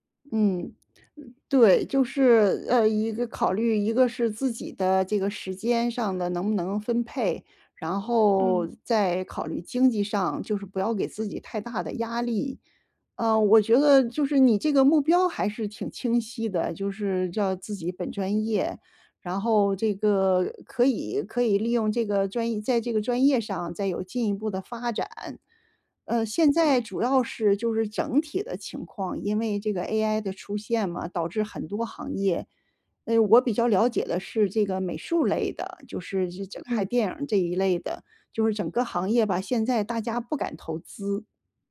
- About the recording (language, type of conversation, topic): Chinese, advice, 你是否考虑回学校进修或重新学习新技能？
- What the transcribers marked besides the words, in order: none